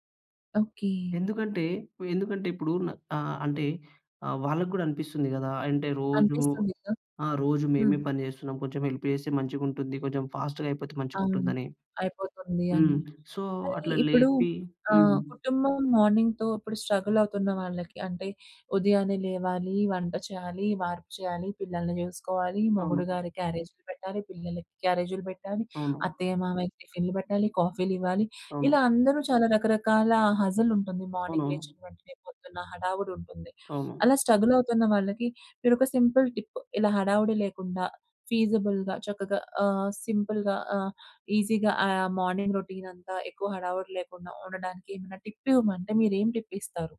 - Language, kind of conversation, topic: Telugu, podcast, మీ కుటుంబం ఉదయం ఎలా సిద్ధమవుతుంది?
- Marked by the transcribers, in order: in English: "హెల్ప్"; in English: "ఫాస్ట్‌గా"; in English: "మార్నింగ్‌తో"; in English: "సో"; in English: "స్ట్రగల్"; in English: "హజిల్"; in English: "మార్నింగ్"; in English: "స్ట్రగల్"; in English: "సింపుల్ టిప్"; in English: "ఫీజిబుల్‌గా"; in English: "సింపుల్‌గా"; in English: "ఈజీగా"; in English: "మార్నింగ్ రౌటీన్"; in English: "టిప్"; in English: "టిప్"